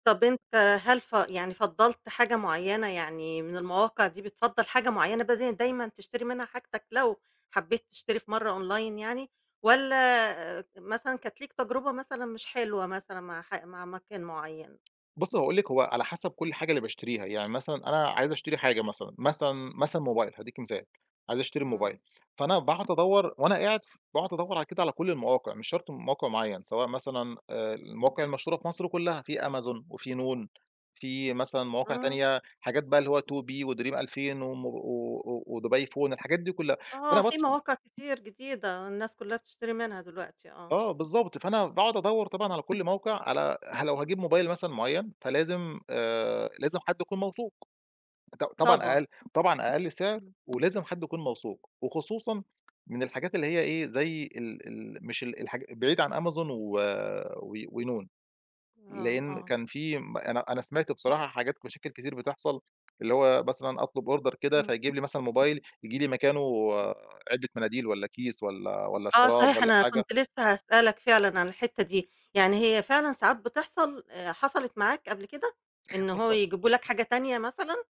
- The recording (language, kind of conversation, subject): Arabic, podcast, بتحب تشتري أونلاين ولا تفضل تروح المحل، وليه؟
- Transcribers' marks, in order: in English: "Online"; tapping; unintelligible speech; in English: "Order"; unintelligible speech